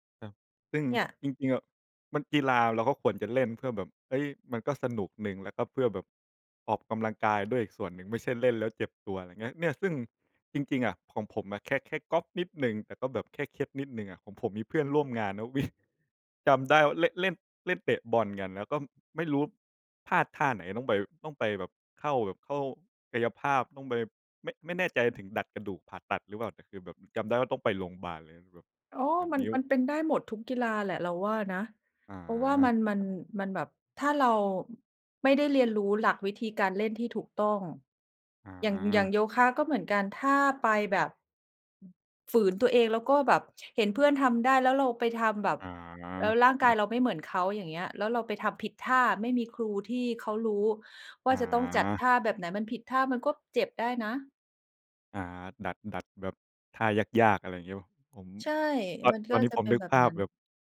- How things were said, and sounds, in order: laughing while speaking: "วิ่ง"
- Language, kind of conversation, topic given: Thai, unstructured, การเล่นกีฬาเป็นงานอดิเรกช่วยให้สุขภาพดีขึ้นจริงไหม?